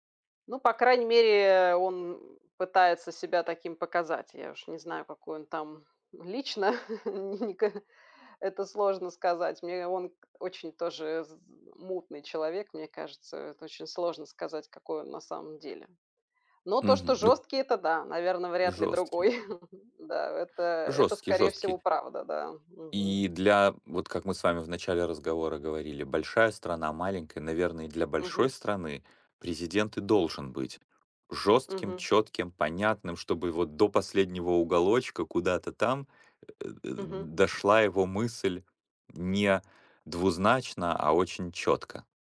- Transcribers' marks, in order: laugh; chuckle
- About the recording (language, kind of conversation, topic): Russian, unstructured, Как вы думаете, почему люди не доверяют политикам?